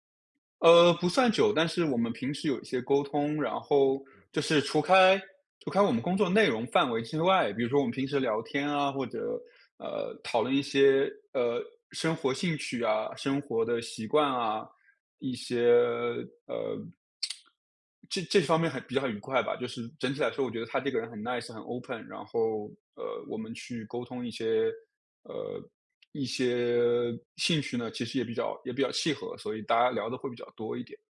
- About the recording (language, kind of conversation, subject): Chinese, advice, 如何在不伤害同事感受的情况下给出反馈？
- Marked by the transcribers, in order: tapping; in English: "nice"; in English: "open"